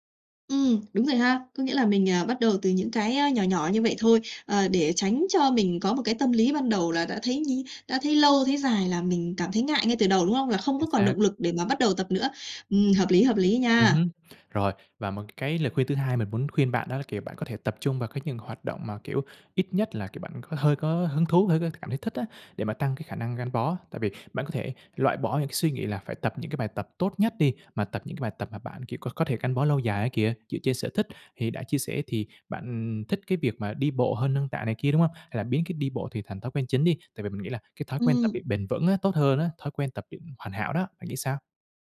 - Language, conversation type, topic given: Vietnamese, advice, Làm sao để có động lực bắt đầu tập thể dục hằng ngày?
- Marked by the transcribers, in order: other background noise; tapping